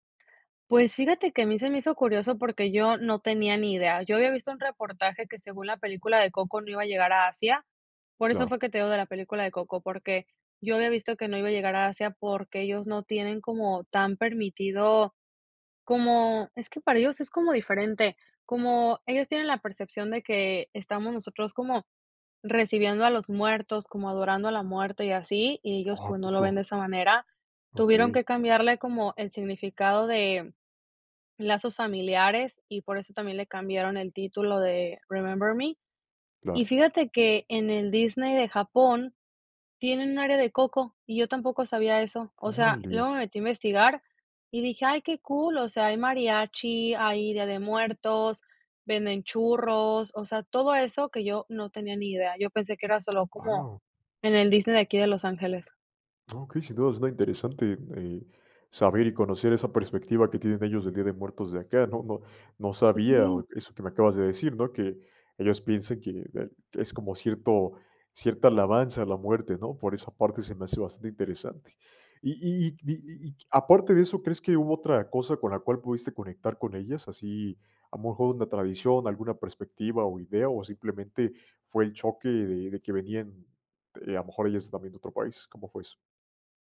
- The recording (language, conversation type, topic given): Spanish, podcast, ¿Cómo rompes el hielo con desconocidos que podrían convertirse en amigos?
- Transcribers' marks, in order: other background noise; surprised: "Guau"